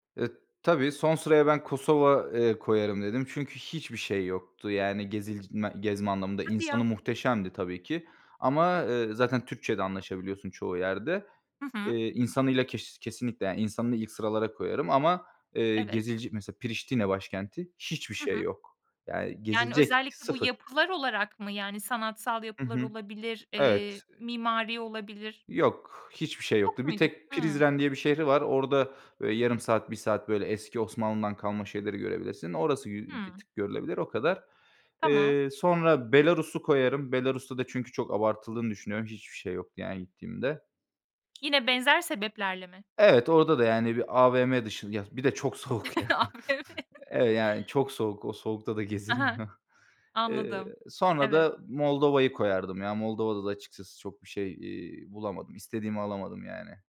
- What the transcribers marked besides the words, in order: other background noise; tapping; chuckle; laughing while speaking: "AVM"; laughing while speaking: "yani"; laughing while speaking: "gezilmiyor"
- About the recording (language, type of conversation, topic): Turkish, podcast, Seyahat planı yaparken ilk olarak neye karar verirsin?